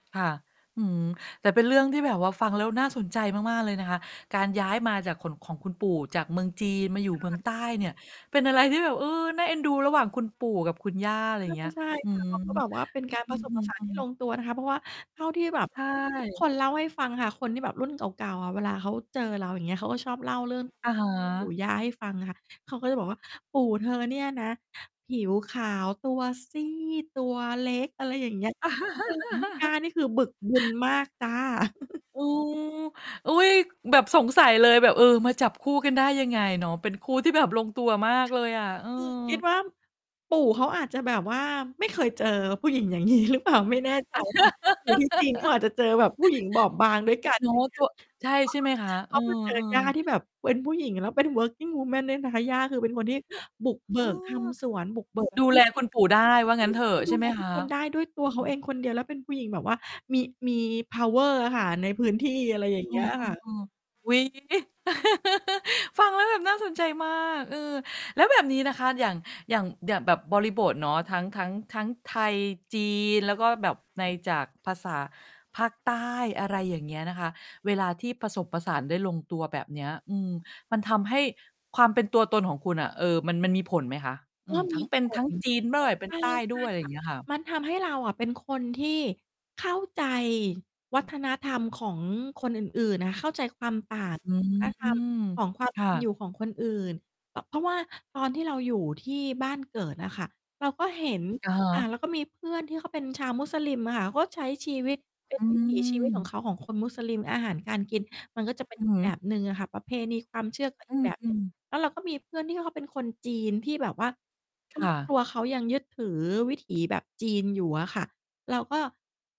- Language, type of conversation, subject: Thai, podcast, คุณเคยรู้สึกภูมิใจในเชื้อสายของตัวเองเพราะอะไรบ้าง?
- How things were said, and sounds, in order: static; mechanical hum; laugh; distorted speech; laugh; laughing while speaking: "ผู้หญิงอย่างงี้"; chuckle; laugh; in English: "working woman"; in English: "เพาว์เออร์"; laugh